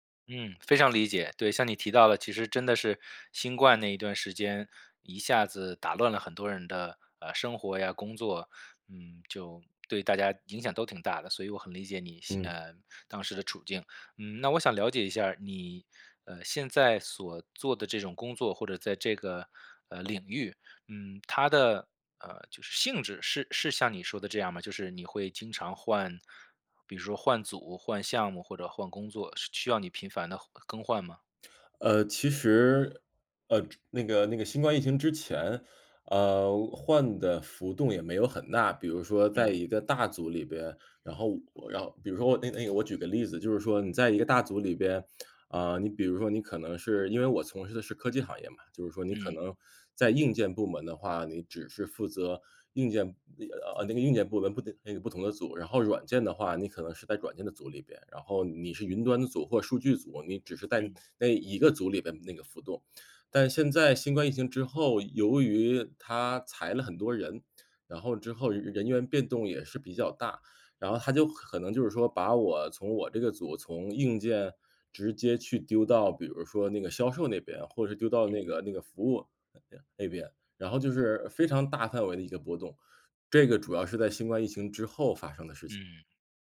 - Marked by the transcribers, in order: tapping; other background noise
- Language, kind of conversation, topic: Chinese, advice, 换了新工作后，我该如何尽快找到工作的节奏？